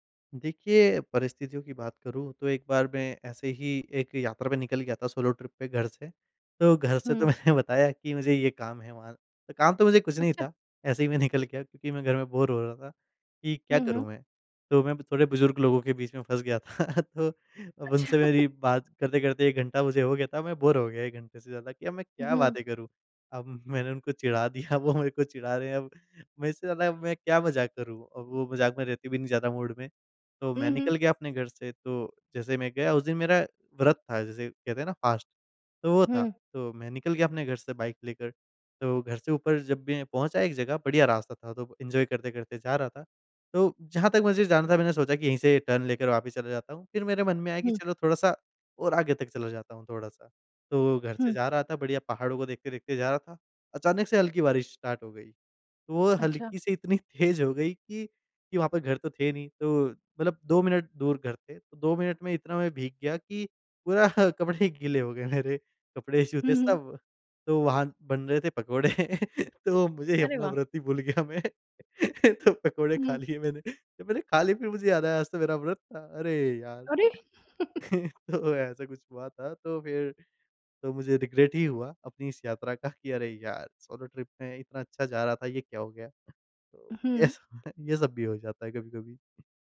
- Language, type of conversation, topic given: Hindi, podcast, सोलो यात्रा ने आपको वास्तव में क्या सिखाया?
- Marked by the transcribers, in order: in English: "सोलो ट्रिप"; laughing while speaking: "तो मैंने बताया कि"; in English: "बोर"; laugh; chuckle; in English: "बोर"; laughing while speaking: "मैंने उनको चिढ़ा दिया वो मेरे को चिढ़ा रहे हैं"; in English: "मूड"; in English: "फ़ास्ट"; in English: "एंजॉय"; in English: "टर्न"; in English: "स्टार्ट"; laughing while speaking: "पूरा कपड़े गीले हो गए मेरे, कपड़े जूते सब"; laughing while speaking: "पकोड़े। तो मुझे अपना व्रत … खा लिए मैंने"; laugh; laugh; surprised: "अरे!"; chuckle; in English: "रिग्रेट"; in English: "सोलो ट्रिप"; tapping; laughing while speaking: "ये सब"